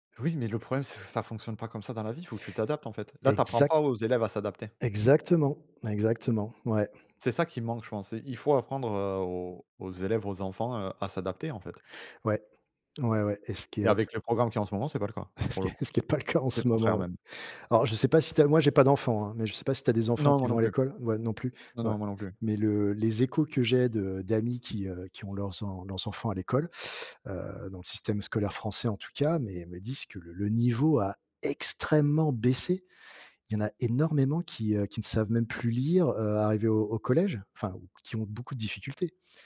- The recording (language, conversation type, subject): French, unstructured, Que changerais-tu dans le système scolaire actuel ?
- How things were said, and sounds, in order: tapping; other background noise; chuckle; laughing while speaking: "Et ce qui est ce … en ce moment"; stressed: "extrêmement"